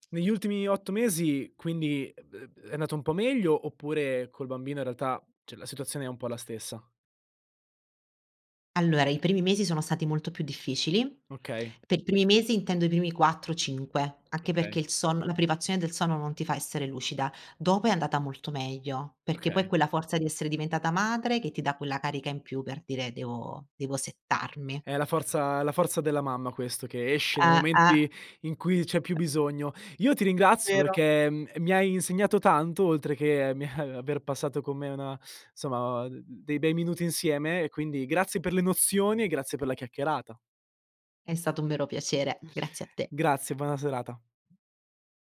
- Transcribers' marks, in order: "cioè" said as "ceh"; in English: "settarmi"; other background noise; tapping; laughing while speaking: "eh"; "insomma" said as "nsoma"
- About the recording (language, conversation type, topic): Italian, podcast, Come gestisci lo stress quando ti assale improvviso?